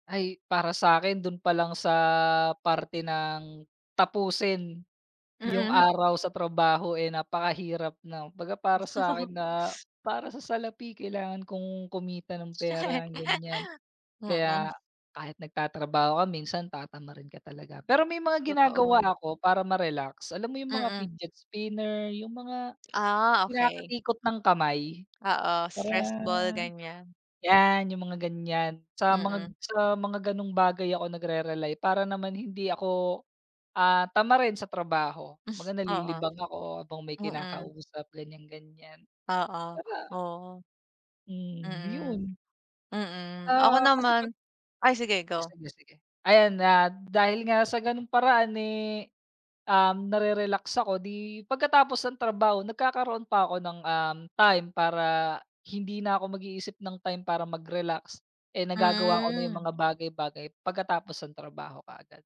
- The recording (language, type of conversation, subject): Filipino, unstructured, Paano mo hinaharap ang pagkapuwersa at pag-aalala sa trabaho?
- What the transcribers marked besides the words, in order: laugh; laugh; in English: "fidget spinner"; other background noise; chuckle